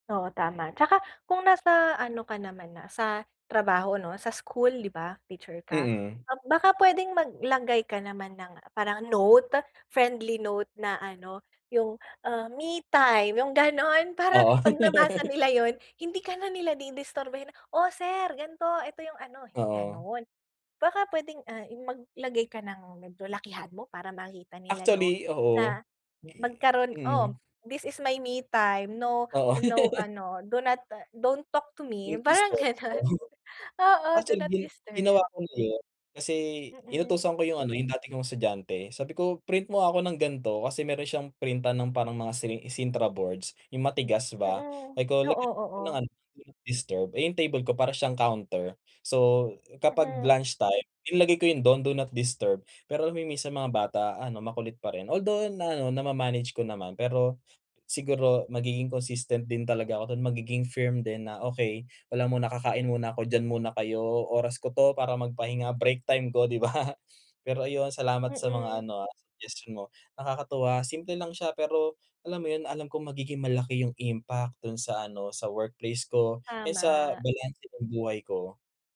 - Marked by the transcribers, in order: other background noise; laugh; other noise; tapping; laugh; laughing while speaking: "ganun"; laughing while speaking: "ba?"
- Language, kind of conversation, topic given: Filipino, advice, Paano ako magtatakda ng malinaw na hangganan sa pagitan ng trabaho at personal na buhay?